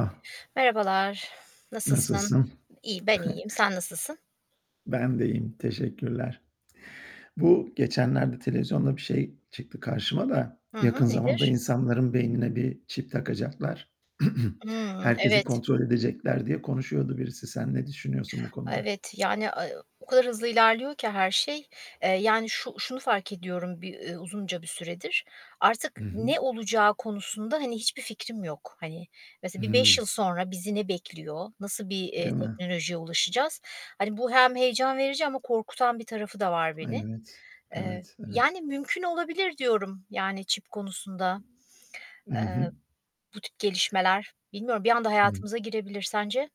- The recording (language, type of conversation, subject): Turkish, unstructured, Teknolojik gelişmelerle birlikte özgürlüklerimiz azalıyor mu?
- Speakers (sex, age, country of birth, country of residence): female, 45-49, Turkey, United States; male, 50-54, Turkey, United States
- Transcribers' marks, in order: static; tapping; other background noise; chuckle; throat clearing